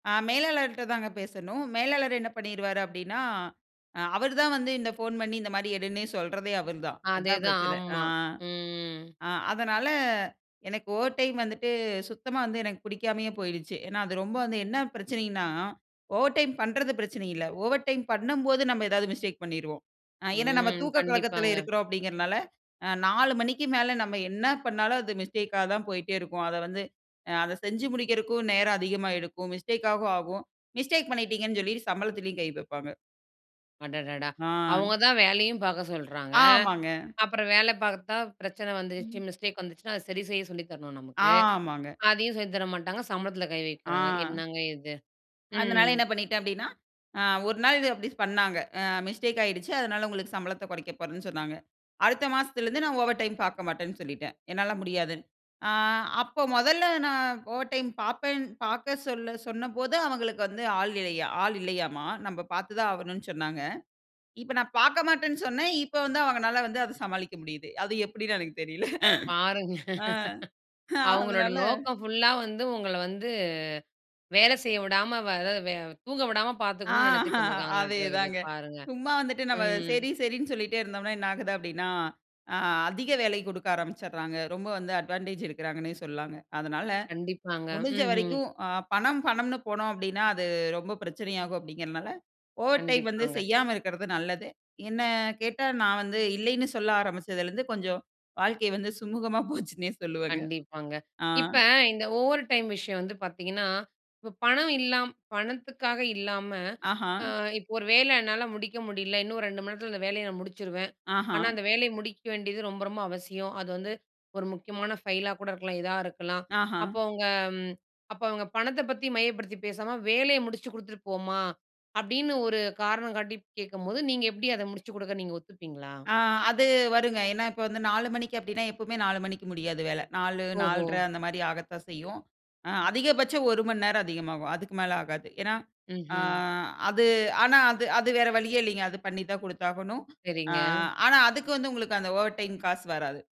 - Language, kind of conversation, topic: Tamil, podcast, அடிக்கடி கூடுதல் வேலை நேரம் செய்ய வேண்டிய நிலை வந்தால் நீங்கள் என்ன செய்வீர்கள்?
- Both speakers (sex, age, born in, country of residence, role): female, 25-29, India, India, guest; female, 35-39, India, India, host
- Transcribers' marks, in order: drawn out: "ம்"; in English: "மிஸ்டேக்"; in English: "மிஸ்டேக்கா"; other background noise; in English: "மிஸ்டேக்"; in English: "மிஸ்டேக்"; laugh; laughing while speaking: "அது எப்டின்னு எனக்கு தெரியல. ஆ அ அதனால"; laughing while speaking: "ஆ அதேதாங்க"; in English: "அட்வான்டேஜ்"; laughing while speaking: "சுமூகமா போச்சுன்னே சொல்லுவேங்க"